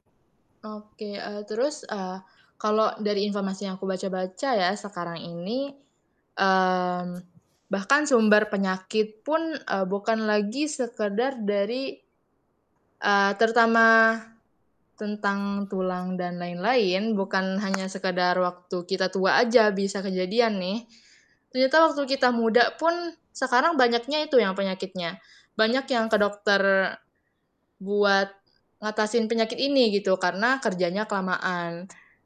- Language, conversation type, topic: Indonesian, podcast, Bagaimana cara tetap aktif meski harus duduk bekerja seharian?
- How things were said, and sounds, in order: other background noise